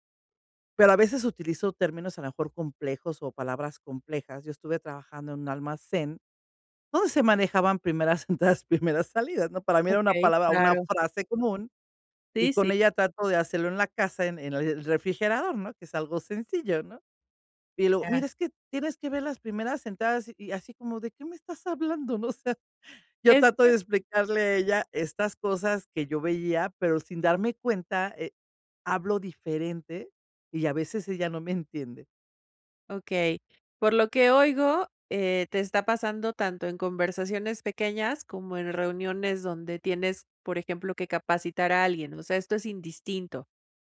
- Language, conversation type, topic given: Spanish, advice, ¿Qué puedo hacer para expresar mis ideas con claridad al hablar en público?
- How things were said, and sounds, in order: laughing while speaking: "entradas, primeras"